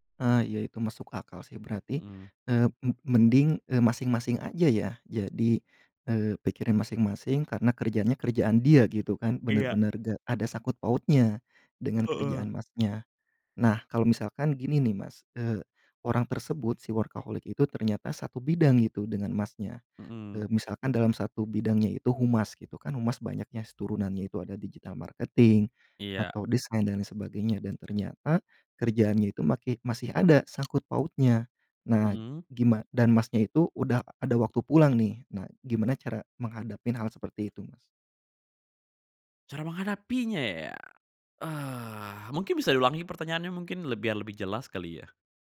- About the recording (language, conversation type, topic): Indonesian, podcast, Gimana kamu menjaga keseimbangan kerja dan kehidupan pribadi?
- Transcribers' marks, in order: in English: "workaholic"; "banyaknya" said as "banyaknyas"; in English: "digital marketing"; in English: "design"; tapping